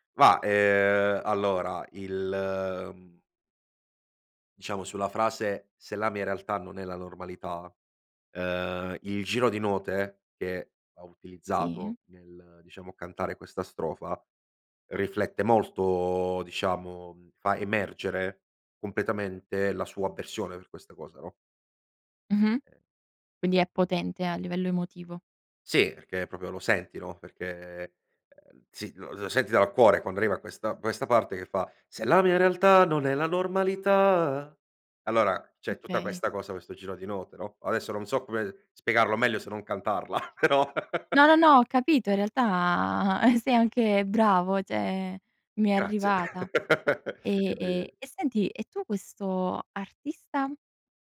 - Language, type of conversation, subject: Italian, podcast, C’è una canzone che ti ha accompagnato in un grande cambiamento?
- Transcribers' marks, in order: "proprio" said as "propio"; singing: "Se la mia realtà, non è la normalità"; laughing while speaking: "però"; laugh; chuckle; "cioè" said as "ceh"; laugh